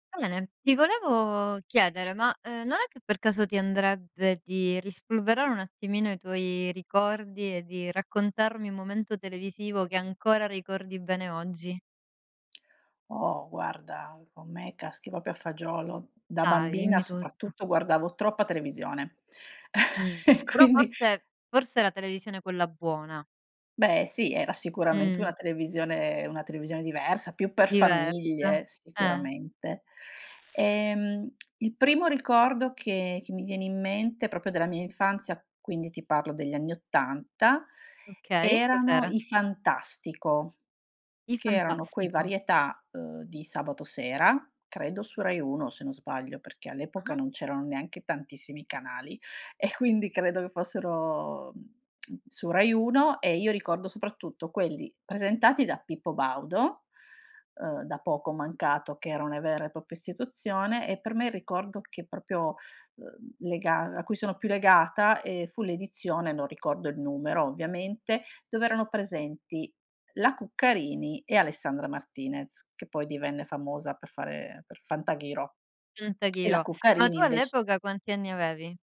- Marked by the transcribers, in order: "proprio" said as "popio"; chuckle; other background noise; tapping; "proprio" said as "propio"; tsk; "propria" said as "popia"; "proprio" said as "propio"
- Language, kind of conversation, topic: Italian, podcast, Qual è un momento televisivo che ricordi ancora oggi?